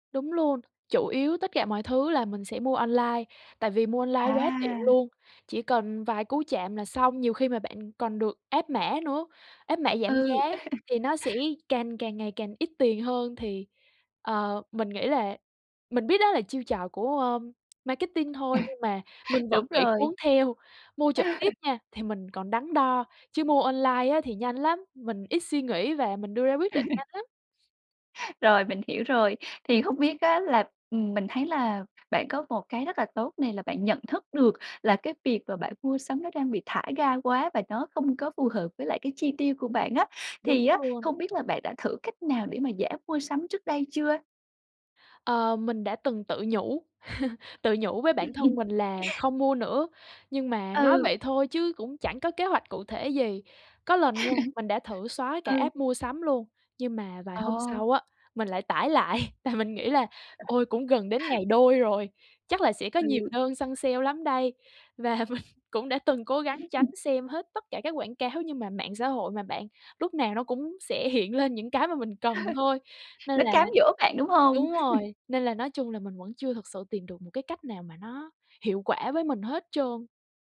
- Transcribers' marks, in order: other background noise; tapping; laugh; laugh; laugh; laugh; laugh; background speech; laugh; laugh; in English: "app"; laughing while speaking: "lại"; laugh; laughing while speaking: "Và mình"; laugh; laugh
- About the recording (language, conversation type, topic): Vietnamese, advice, Làm sao để hạn chế mua sắm những thứ mình không cần mỗi tháng?